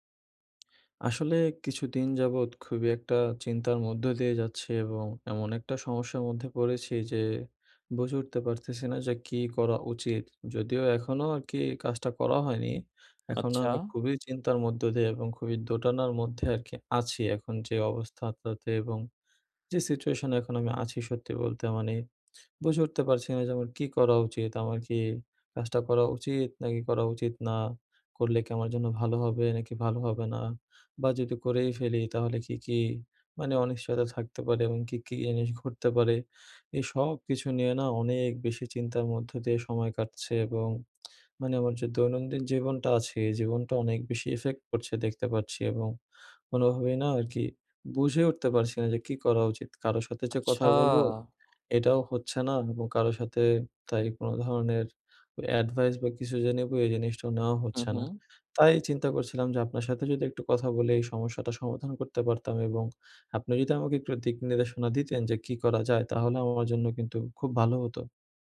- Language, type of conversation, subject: Bengali, advice, নতুন স্থানে যাওয়ার আগে আমি কীভাবে আবেগ সামলাব?
- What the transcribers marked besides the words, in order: tapping; lip smack; other background noise; drawn out: "আচ্ছা"